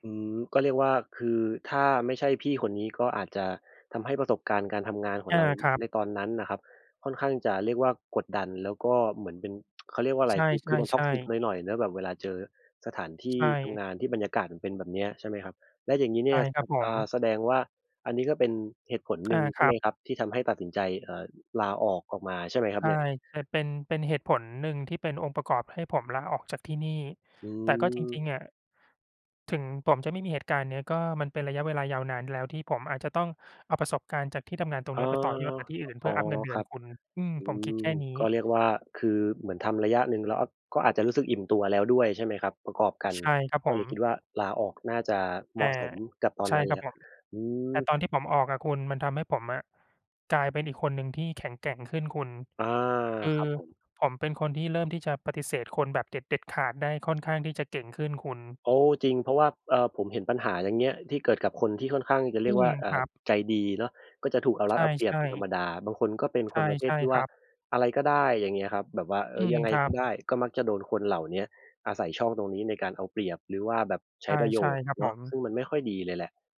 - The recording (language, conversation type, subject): Thai, unstructured, คุณเคยเจอเรื่องไม่คาดคิดอะไรในที่ทำงานบ้างไหม?
- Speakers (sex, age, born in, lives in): male, 30-34, Thailand, Thailand; male, 35-39, Thailand, Thailand
- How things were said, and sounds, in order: tsk; in English: "toxic"; tapping